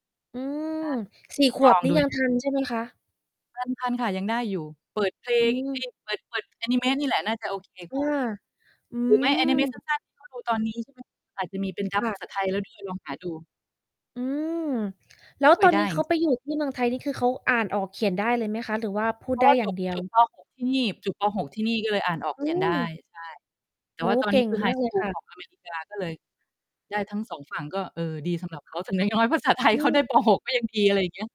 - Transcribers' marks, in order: distorted speech; static; in English: "dub"
- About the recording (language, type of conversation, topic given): Thai, unstructured, การดูหนังร่วมกับครอบครัวมีความหมายอย่างไรสำหรับคุณ?